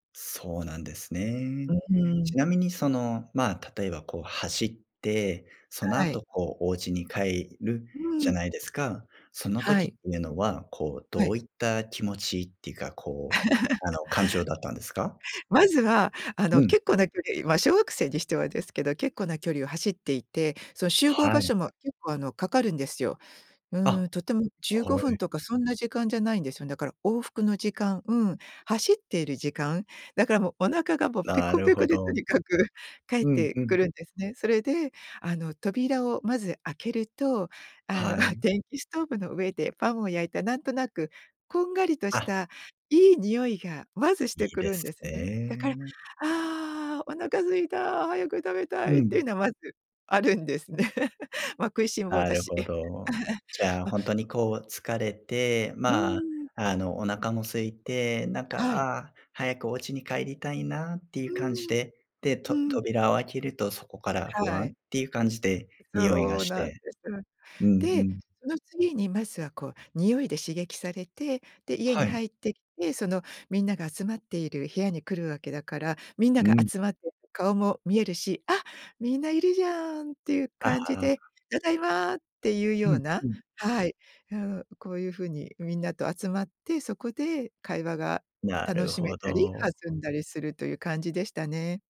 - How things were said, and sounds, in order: other background noise; tapping; laugh; chuckle; chuckle; chuckle
- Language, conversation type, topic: Japanese, podcast, 家族の伝統や文化で今も続けているものはありますか？